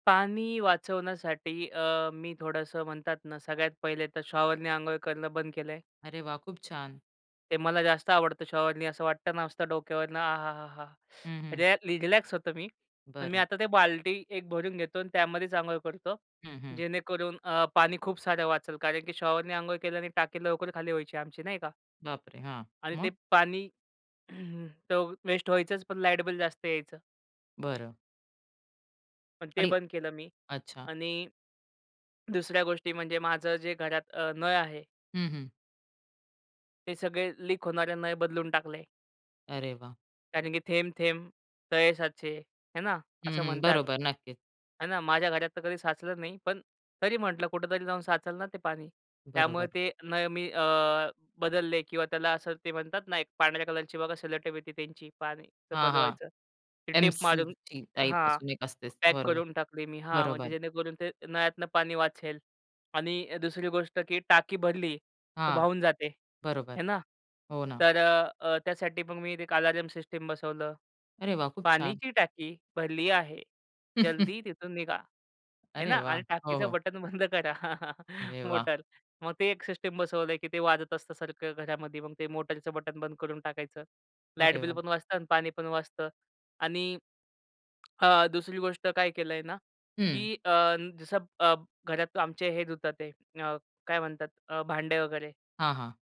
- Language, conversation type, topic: Marathi, podcast, पाणी वाचवण्यासाठी तुम्ही घरात कोणते उपाय करता?
- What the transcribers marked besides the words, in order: tapping; throat clearing; other noise; chuckle; laughing while speaking: "आणि टाकीचं बटन बंद करा"; chuckle; other background noise